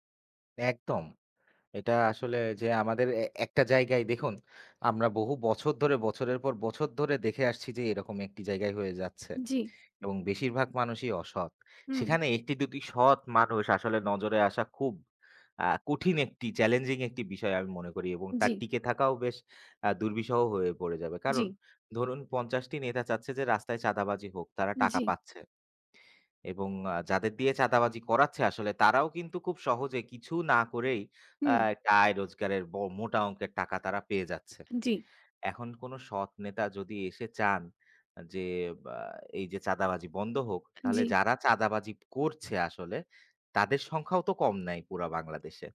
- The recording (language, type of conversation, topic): Bengali, unstructured, রাজনীতিতে সৎ নেতৃত্বের গুরুত্ব কেমন?
- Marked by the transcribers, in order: none